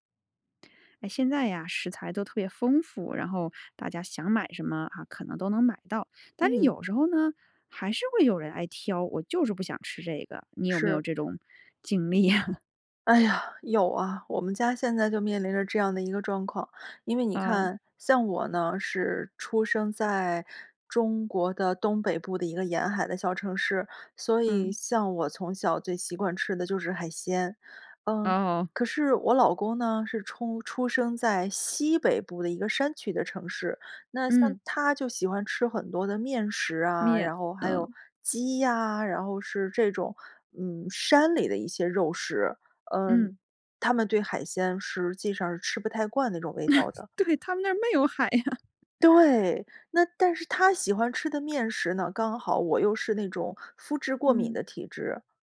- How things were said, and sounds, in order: inhale; laughing while speaking: "呀？"; chuckle; laughing while speaking: "对，他们那儿妹有 海呀"; other background noise; "没有" said as "妹有"
- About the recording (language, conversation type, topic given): Chinese, podcast, 家人挑食你通常怎么应对？